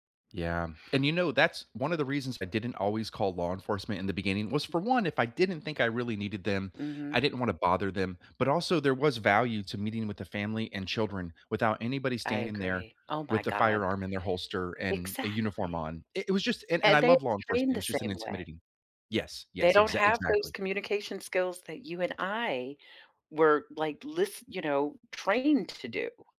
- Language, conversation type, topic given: English, unstructured, What role does fear play in blocking your progress?
- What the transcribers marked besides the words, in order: tapping; other background noise